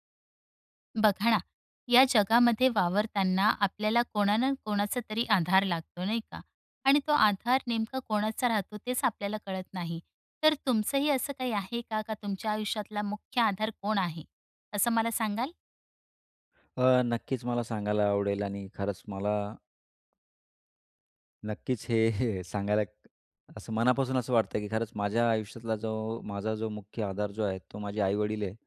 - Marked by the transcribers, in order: chuckle
- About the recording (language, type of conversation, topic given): Marathi, podcast, तुमच्या आयुष्यातला मुख्य आधार कोण आहे?